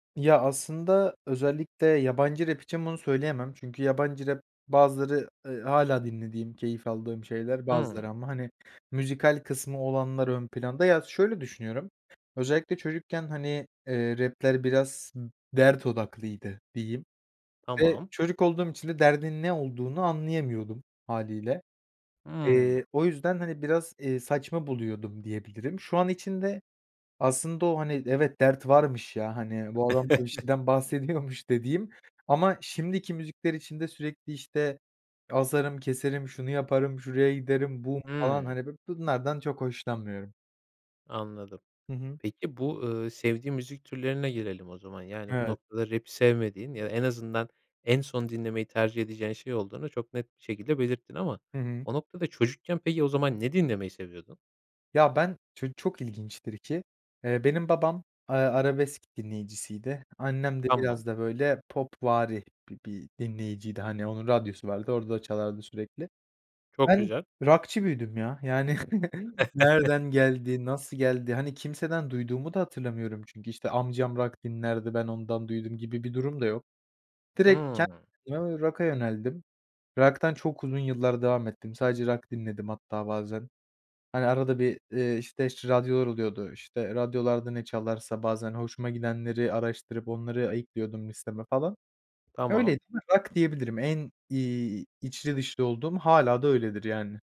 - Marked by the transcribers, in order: other background noise; chuckle; laughing while speaking: "bahsediyormuş"; chuckle
- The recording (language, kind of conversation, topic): Turkish, podcast, Müzik zevkin zaman içinde nasıl değişti ve bu değişimde en büyük etki neydi?